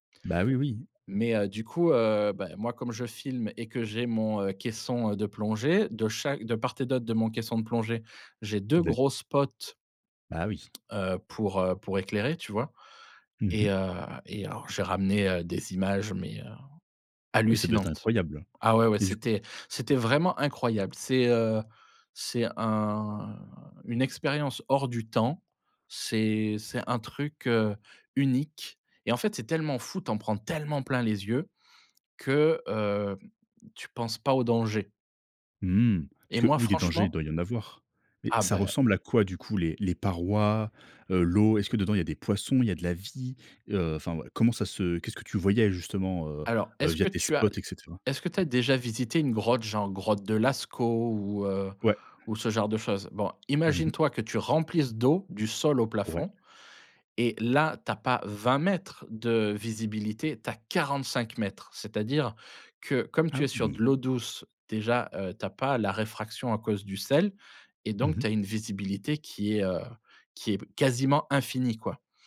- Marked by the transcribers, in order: tapping; other background noise; drawn out: "un"; stressed: "tellement"; stressed: "quarante-cinq mètres"
- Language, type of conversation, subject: French, podcast, Quel voyage t’a réservé une surprise dont tu te souviens encore ?